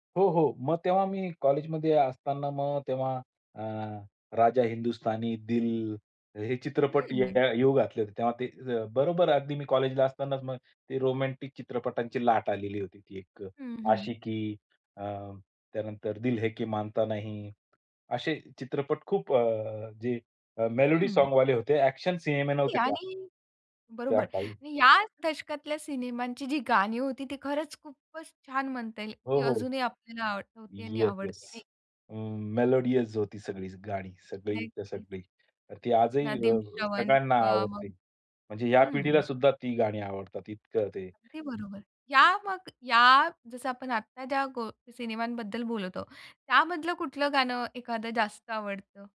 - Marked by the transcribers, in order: other background noise; in English: "मेलोडी"; "मेलडी" said as "मेलोडी"; in English: "ॲक्शन"; in English: "मेलोडियस"
- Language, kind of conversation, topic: Marathi, podcast, तुमच्या आठवणीत सर्वात ठळकपणे राहिलेला चित्रपट कोणता, आणि तो तुम्हाला का आठवतो?